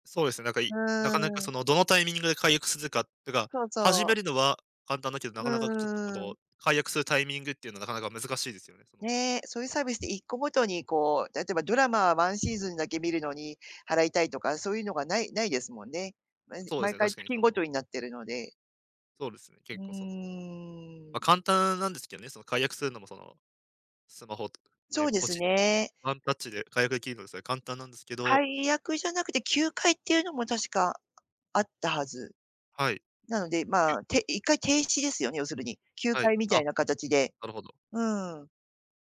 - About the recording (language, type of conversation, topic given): Japanese, advice, 定期購読が多すぎて何を解約するか迷う
- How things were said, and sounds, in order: tapping